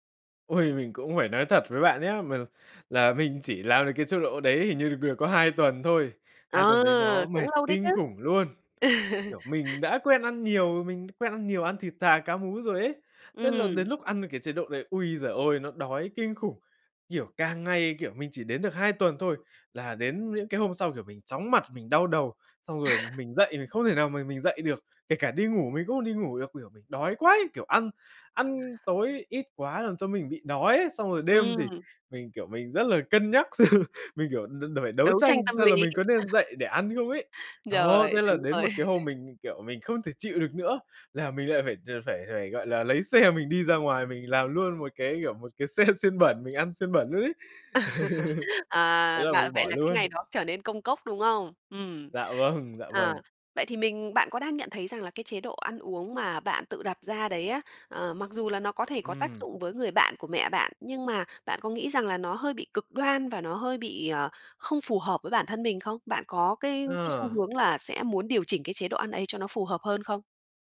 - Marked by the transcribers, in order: tapping; other background noise; laugh; laugh; laughing while speaking: "xem"; laugh; laughing while speaking: "xe"; laughing while speaking: "xe xiên"; laugh
- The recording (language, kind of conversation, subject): Vietnamese, advice, Làm sao để không thất bại khi ăn kiêng và tránh quay lại thói quen cũ?